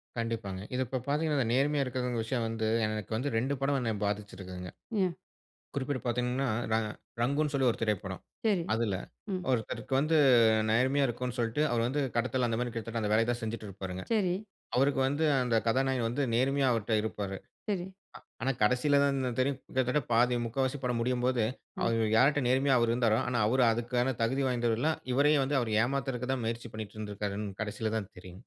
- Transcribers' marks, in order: none
- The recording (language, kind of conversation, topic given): Tamil, podcast, நேர்மை நம்பிக்கைக்கு எவ்வளவு முக்கியம்?